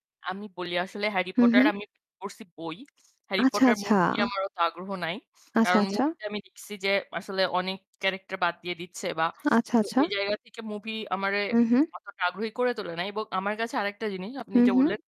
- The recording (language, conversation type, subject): Bengali, unstructured, কোন ধরনের সিনেমা দেখে তুমি সবচেয়ে বেশি আনন্দ পাও?
- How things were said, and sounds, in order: distorted speech; tapping; static